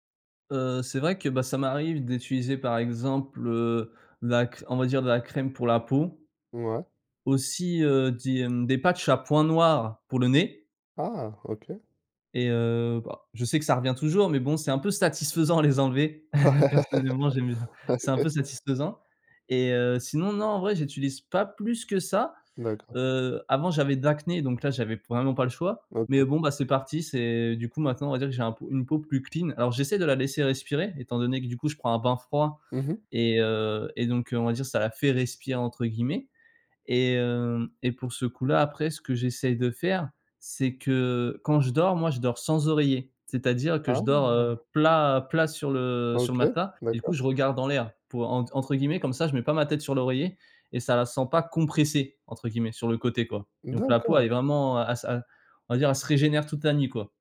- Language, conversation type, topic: French, podcast, Quelle est ta routine pour déconnecter le soir ?
- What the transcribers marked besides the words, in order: laughing while speaking: "Ouais, OK"; chuckle; put-on voice: "clean"; drawn out: "Ah !"